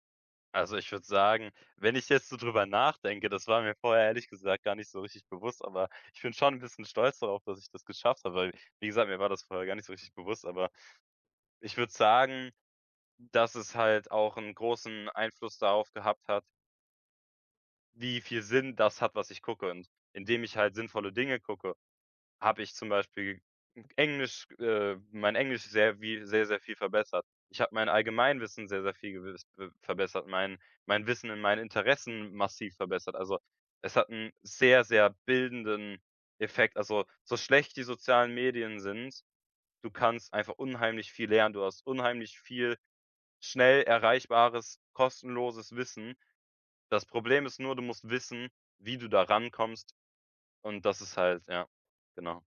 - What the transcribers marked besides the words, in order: none
- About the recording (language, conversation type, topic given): German, podcast, Wie vermeidest du, dass Social Media deinen Alltag bestimmt?